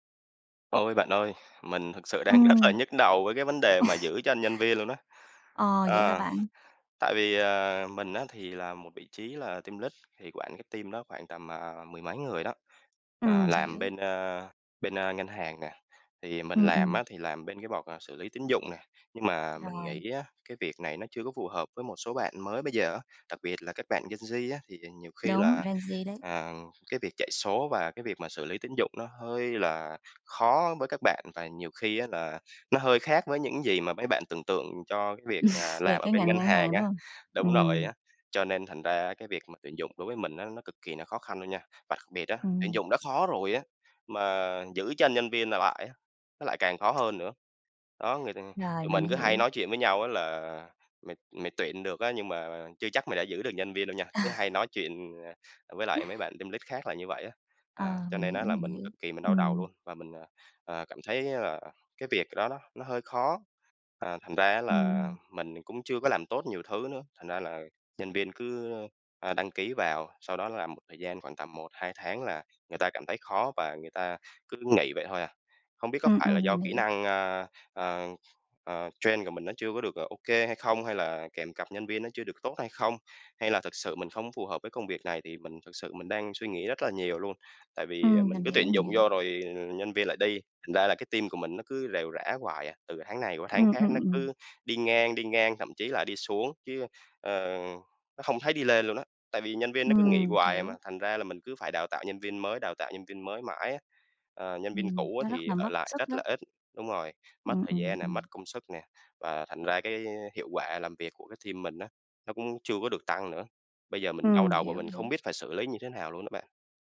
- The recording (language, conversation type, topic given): Vietnamese, advice, Làm thế nào để cải thiện việc tuyển dụng và giữ chân nhân viên phù hợp?
- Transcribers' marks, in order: laughing while speaking: "rất là"; laugh; tapping; in English: "team lít"; other background noise; "lead" said as "lít"; in English: "team"; in English: "port"; laugh; in English: "team lead"; laugh; in English: "train"; in English: "team"; in English: "team"